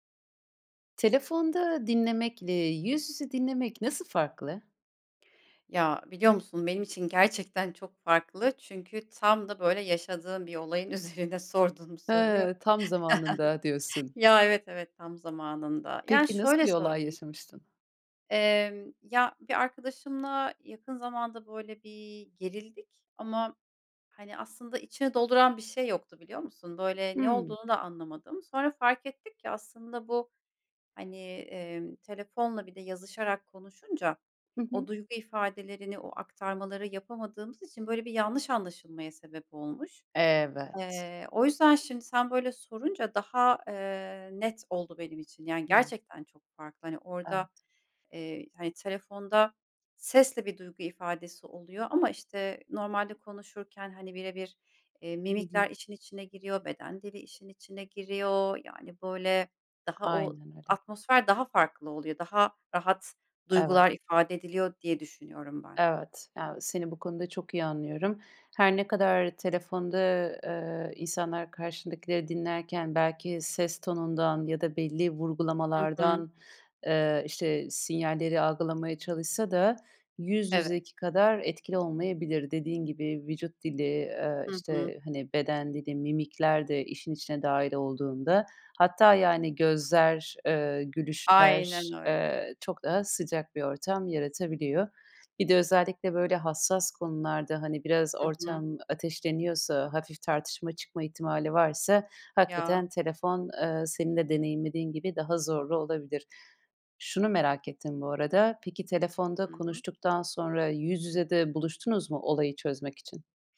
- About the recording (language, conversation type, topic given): Turkish, podcast, Telefonda dinlemekle yüz yüze dinlemek arasında ne fark var?
- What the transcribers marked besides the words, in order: other background noise; laughing while speaking: "üzerine"; chuckle; drawn out: "Evet"; unintelligible speech